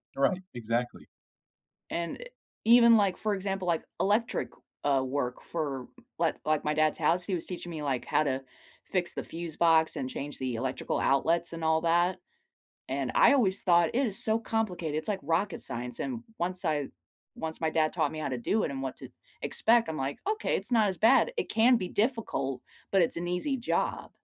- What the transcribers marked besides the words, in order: none
- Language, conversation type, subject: English, unstructured, What is your favorite way to learn new things?
- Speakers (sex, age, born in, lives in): female, 25-29, United States, United States; male, 25-29, United States, United States